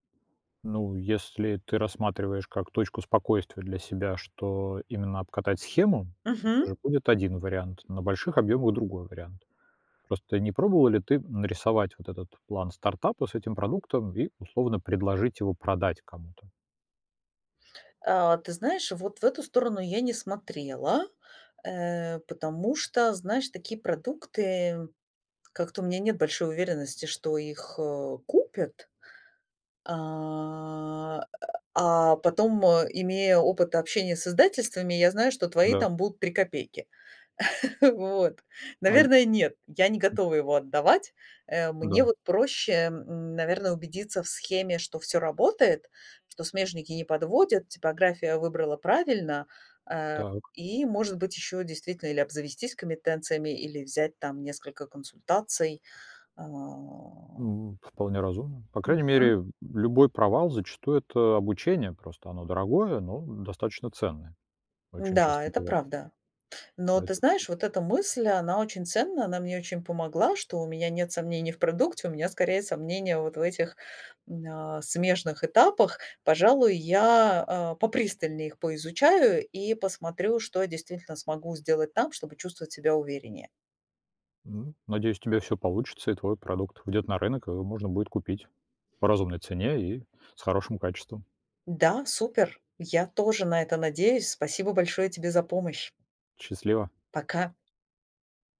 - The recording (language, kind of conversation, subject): Russian, advice, Как справиться с постоянным страхом провала при запуске своего первого продукта?
- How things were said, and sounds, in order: drawn out: "А"; chuckle; tapping; other noise; "компетенциями" said as "коминтенциями"; drawn out: "А"; other background noise